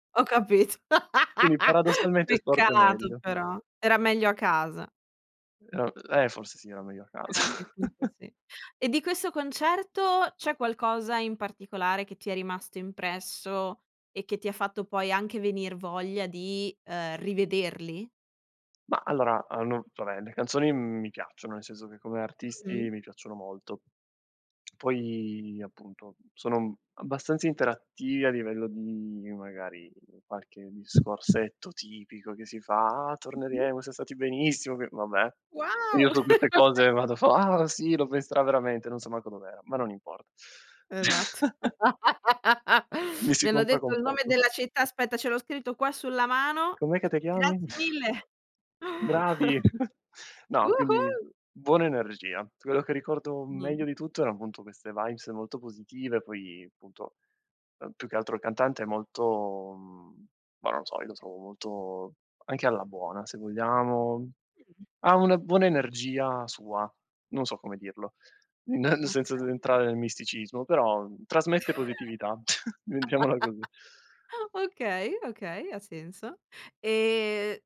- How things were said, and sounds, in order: laugh; chuckle; laugh; laugh; chuckle; chuckle; put-on voice: "Woo-hoo!"; in English: "vibes"; laughing while speaking: "senza"; laugh; chuckle
- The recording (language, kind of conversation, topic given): Italian, podcast, Qual è stato il primo concerto a cui sei andato?